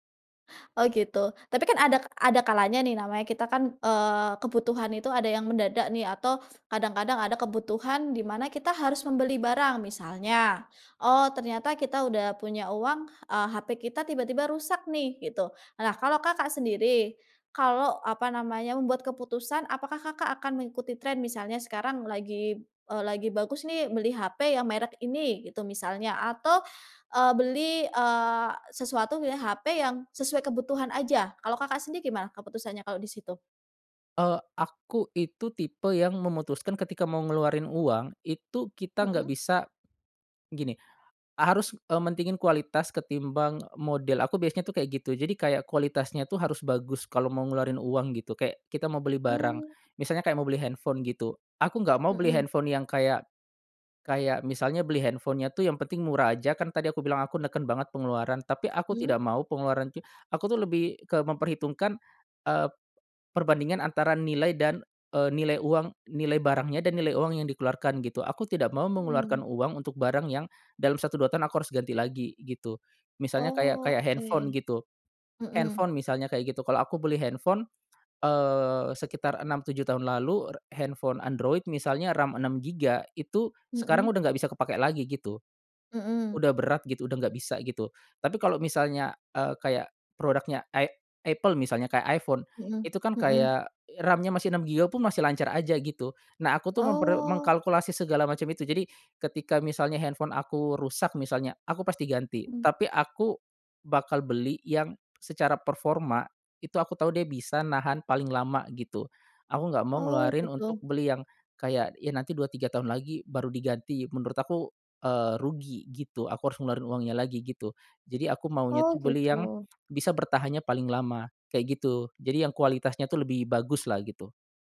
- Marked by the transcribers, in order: tapping; in English: "RAM"; in English: "RAM-nya"; other background noise
- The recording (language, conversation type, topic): Indonesian, podcast, Bagaimana kamu menyeimbangkan uang dan kebahagiaan?